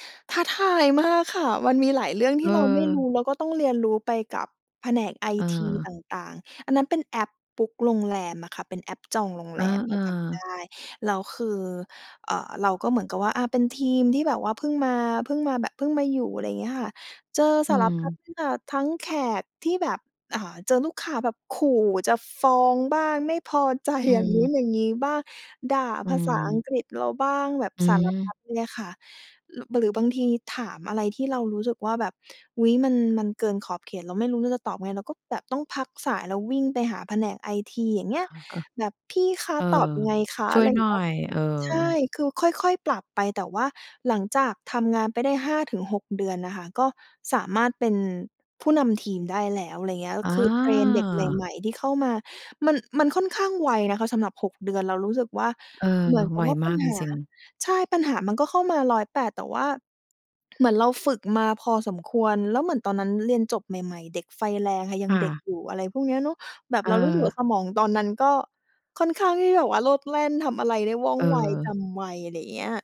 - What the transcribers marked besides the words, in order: joyful: "ท้าทายมากค่ะ"; tapping; in English: "บุ๊ก"; stressed: "ฟ้อง"; laughing while speaking: "ใจ"
- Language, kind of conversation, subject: Thai, podcast, อะไรคือสัญญาณว่าคุณควรเปลี่ยนเส้นทางอาชีพ?